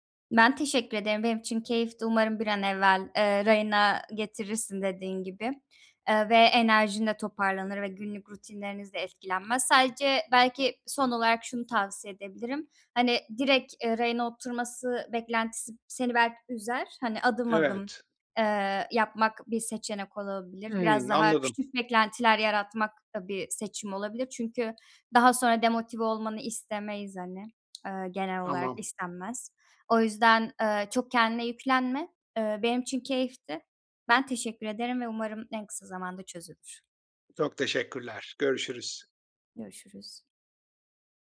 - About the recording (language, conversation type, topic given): Turkish, advice, Seyahat veya taşınma sırasında yaratıcı alışkanlıklarınız nasıl bozuluyor?
- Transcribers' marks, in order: other background noise; tapping